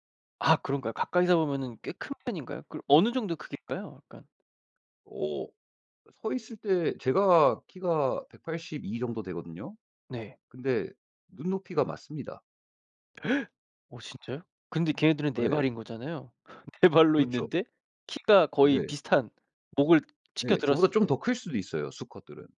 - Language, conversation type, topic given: Korean, podcast, 야생동물과 마주친 적이 있나요? 그때 어땠나요?
- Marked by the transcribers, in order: gasp; laughing while speaking: "네 발로"